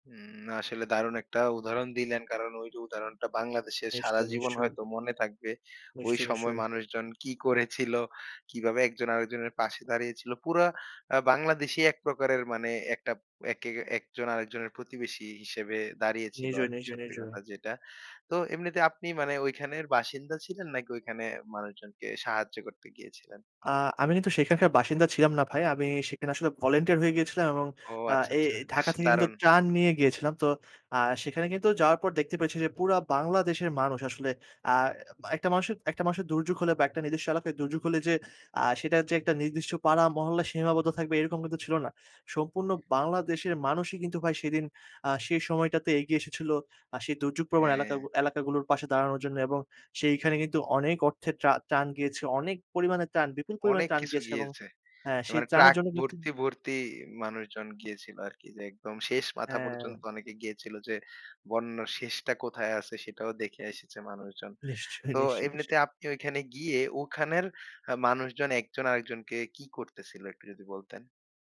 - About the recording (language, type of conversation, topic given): Bengali, podcast, দুর্যোগের সময়ে পাড়া-মহল্লার মানুষজন কীভাবে একে অপরকে সামলে নেয়?
- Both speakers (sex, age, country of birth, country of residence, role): male, 25-29, Bangladesh, Bangladesh, host; male, 50-54, Bangladesh, Bangladesh, guest
- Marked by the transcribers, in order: laughing while speaking: "নিশ্চয়ি, নিশ্চয়ই, নিশ্চয়ই"